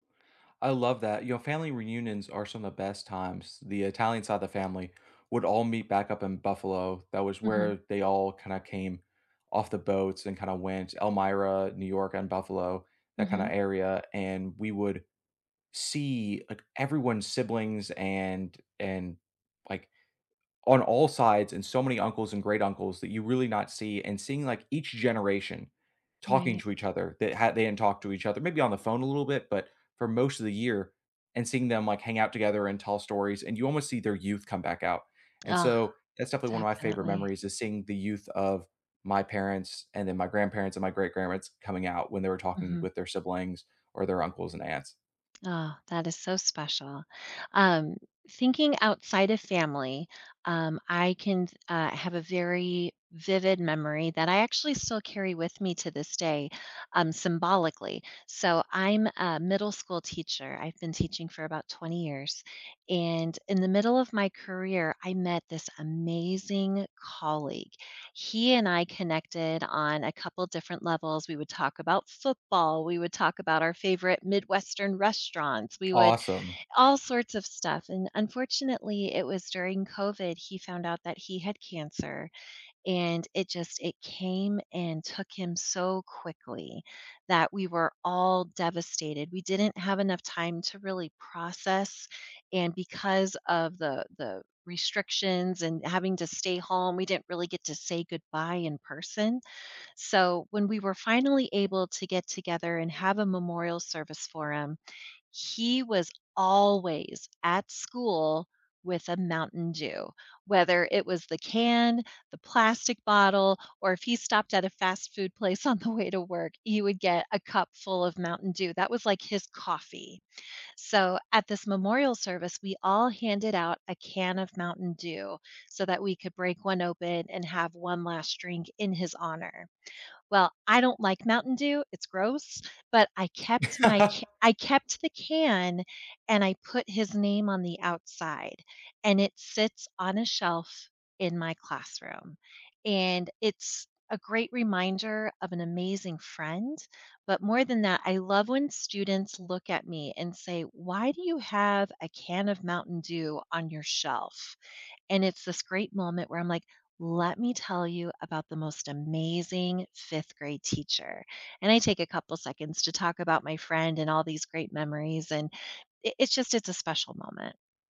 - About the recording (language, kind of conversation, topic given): English, unstructured, What is a memory that always makes you think of someone you’ve lost?
- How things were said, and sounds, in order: tapping; sigh; sigh; laughing while speaking: "on the way"; chuckle